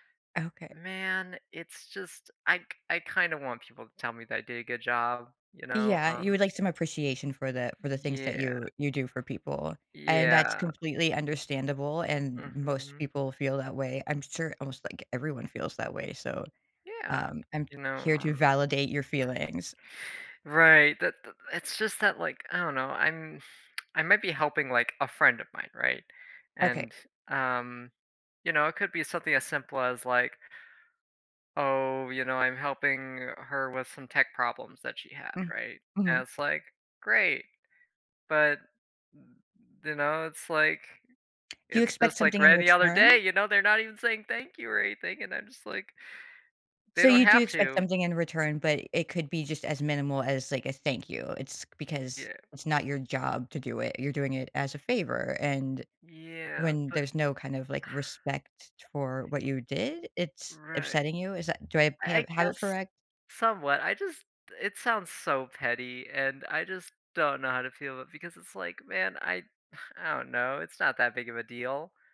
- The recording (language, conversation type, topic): English, advice, How can I express my feelings when I feel unappreciated after helping someone?
- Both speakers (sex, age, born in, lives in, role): female, 45-49, United States, United States, advisor; male, 20-24, United States, United States, user
- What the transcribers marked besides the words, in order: other background noise; exhale; tsk; tapping; sigh; exhale